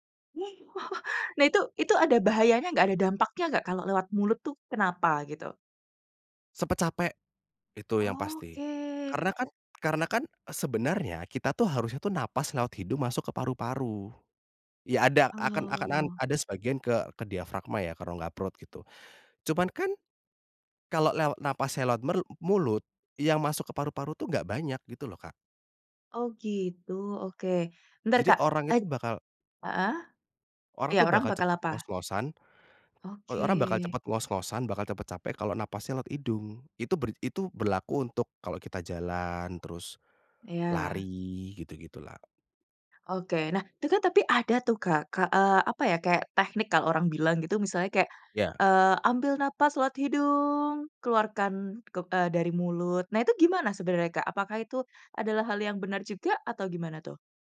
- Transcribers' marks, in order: laugh; tapping; "akan" said as "akanan"; drawn out: "Oh"
- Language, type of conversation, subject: Indonesian, podcast, Latihan pernapasan sederhana apa yang paling sering kamu gunakan?